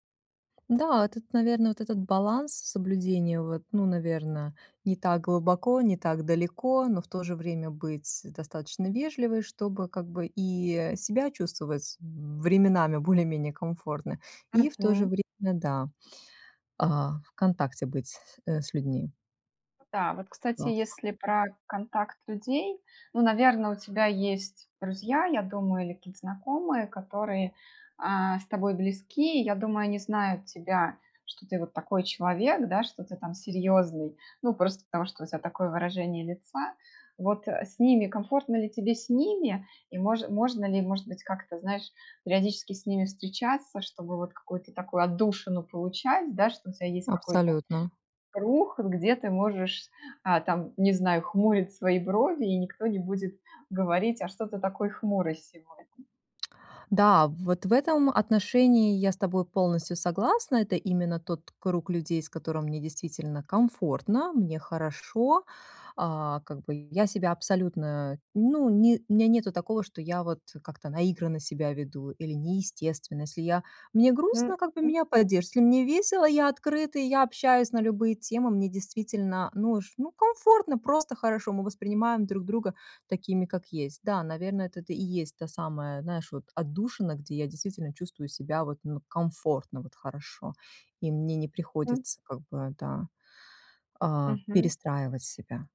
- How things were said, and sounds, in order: tapping; other background noise
- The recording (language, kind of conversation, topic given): Russian, advice, Как мне быть собой, не теряя одобрения других людей?